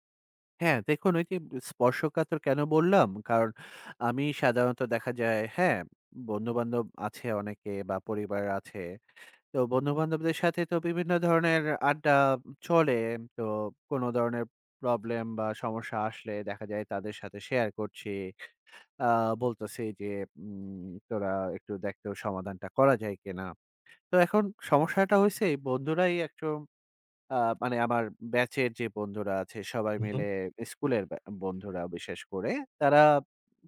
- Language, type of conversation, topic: Bengali, advice, সামাজিক উদ্বেগের কারণে গ্রুপ ইভেন্টে যোগ দিতে আপনার ভয় লাগে কেন?
- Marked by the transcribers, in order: none